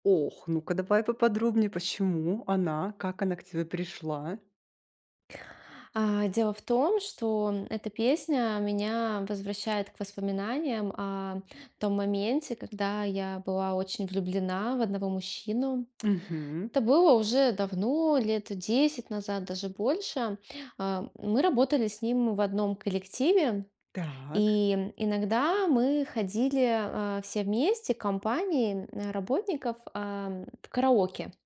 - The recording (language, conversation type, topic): Russian, podcast, Какой песней ты бы поделился(лась), если она напоминает тебе о первой любви?
- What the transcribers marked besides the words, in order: none